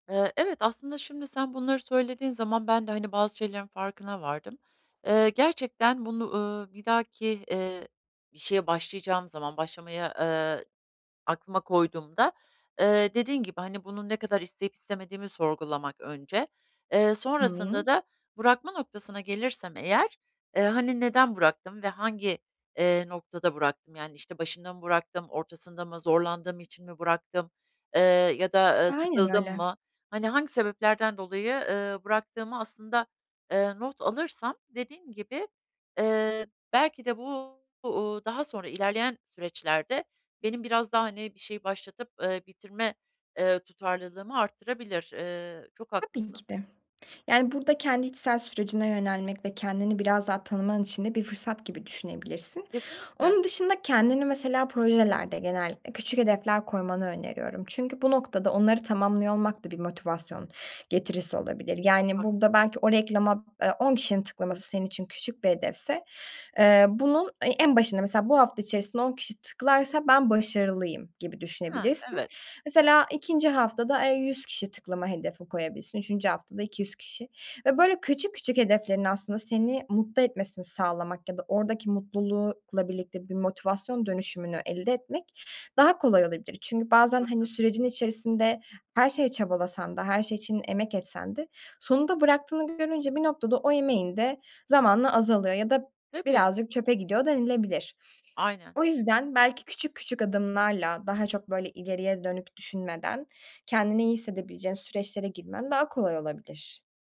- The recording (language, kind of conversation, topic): Turkish, advice, Bir projeye başlıyorum ama bitiremiyorum: bunu nasıl aşabilirim?
- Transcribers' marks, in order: other background noise